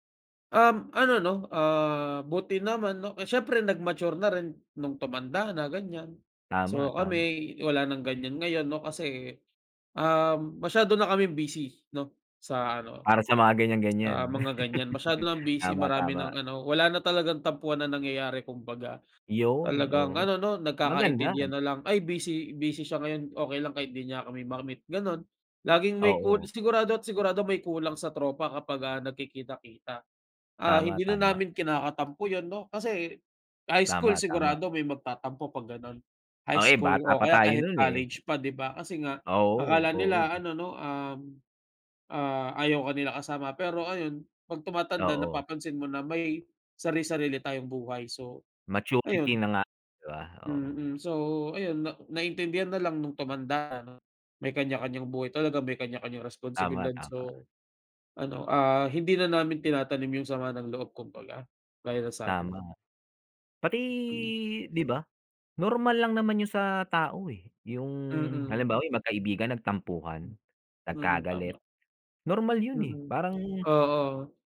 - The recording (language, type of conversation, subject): Filipino, unstructured, Paano mo nilulutas ang mga tampuhan ninyo ng kaibigan mo?
- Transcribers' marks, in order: laugh